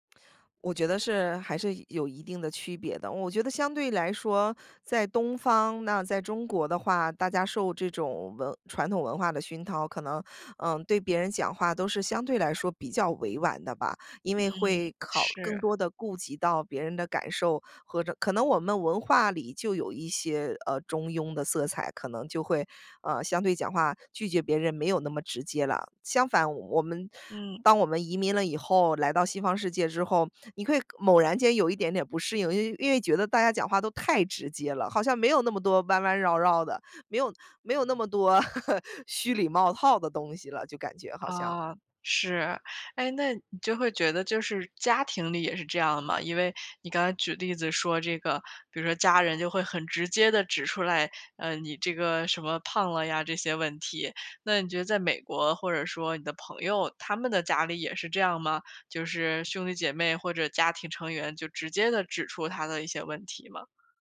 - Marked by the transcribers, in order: other background noise; laugh
- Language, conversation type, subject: Chinese, podcast, 你怎么看待委婉和直白的说话方式？